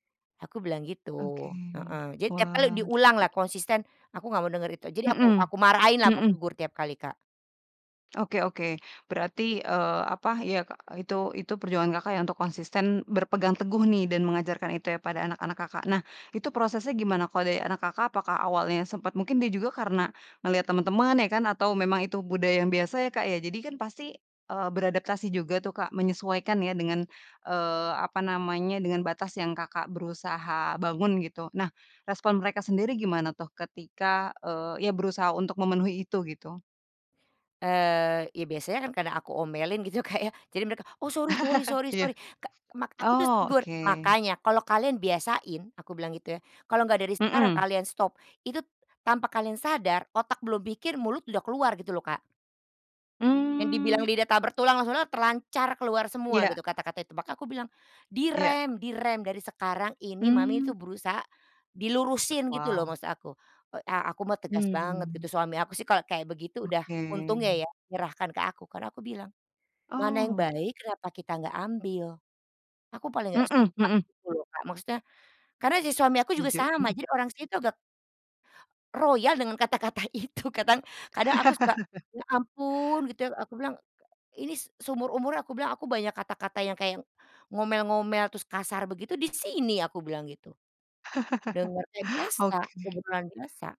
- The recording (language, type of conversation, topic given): Indonesian, podcast, Bagaimana cara menjelaskan batasan kepada orang tua atau keluarga?
- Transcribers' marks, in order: tapping; other background noise; chuckle; in English: "stop"; laugh; laughing while speaking: "itu"; laugh